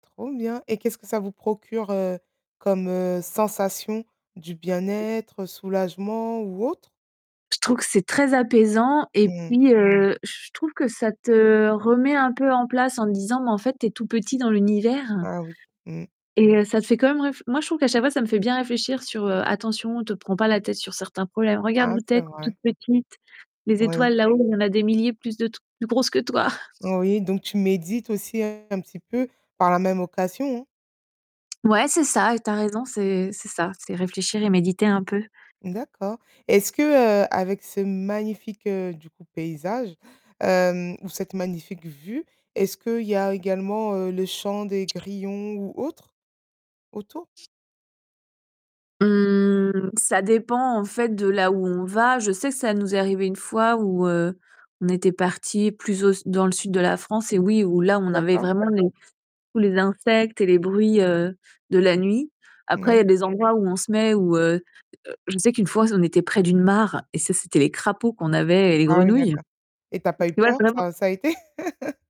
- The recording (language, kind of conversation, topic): French, podcast, Te souviens-tu d’une nuit étoilée incroyablement belle ?
- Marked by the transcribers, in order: other background noise; distorted speech; chuckle; "occasion" said as "occassion"; stressed: "magnifique"; background speech; laugh